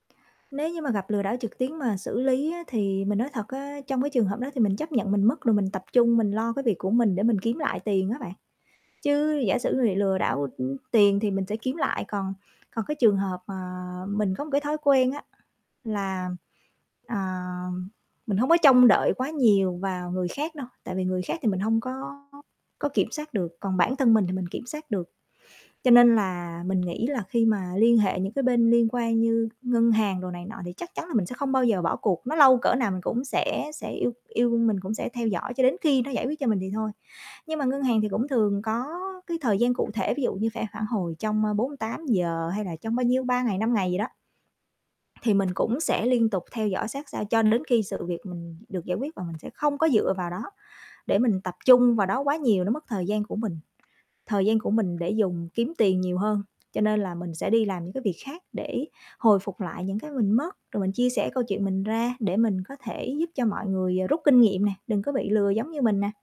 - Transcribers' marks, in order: static; tapping; "sẽ" said as "phẻ"; distorted speech
- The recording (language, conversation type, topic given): Vietnamese, podcast, Bạn đã từng xử lý một vụ lừa đảo trực tuyến như thế nào?